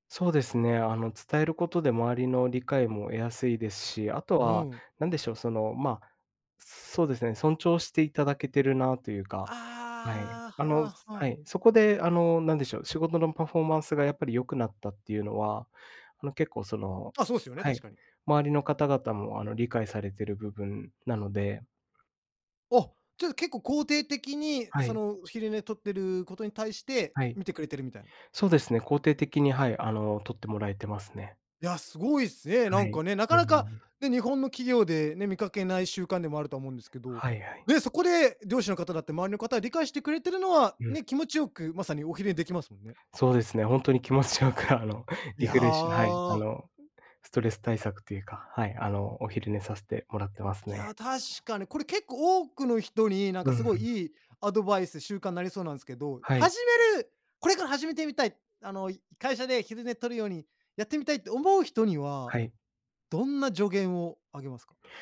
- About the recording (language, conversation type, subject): Japanese, podcast, 仕事でストレスを感じたとき、どんな対処をしていますか？
- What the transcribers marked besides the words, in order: laughing while speaking: "気持ちよくあの"; other background noise